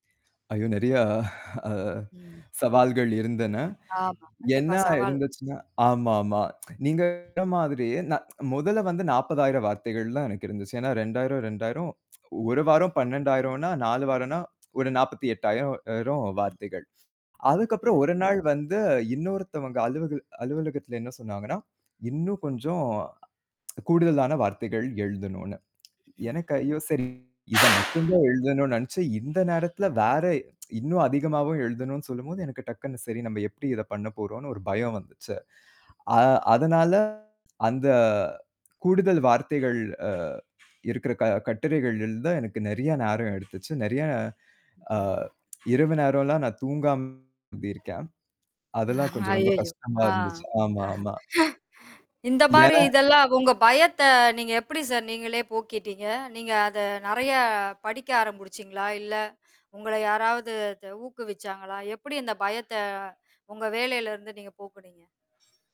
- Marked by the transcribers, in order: other background noise; chuckle; horn; distorted speech; tapping; tsk; tsk; static; tsk; tsk; tsk; tsk; tsk; other noise; tsk; laughing while speaking: "அய்யய்யோ! ஆ"; "ஆரம்புச்சீங்களா" said as "ஆரம்புடுச்சீங்களா"
- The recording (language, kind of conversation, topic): Tamil, podcast, உங்களுடைய முதல் வேலை அனுபவம் எப்படி இருந்தது?
- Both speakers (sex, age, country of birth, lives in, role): female, 40-44, India, India, host; male, 25-29, India, India, guest